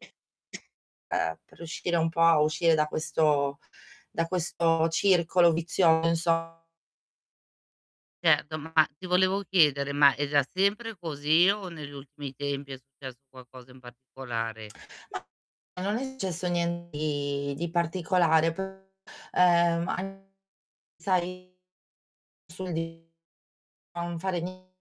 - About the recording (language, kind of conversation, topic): Italian, advice, Perché mi sento in colpa o ansioso quando mi rilasso nel tempo libero?
- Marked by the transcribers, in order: cough; distorted speech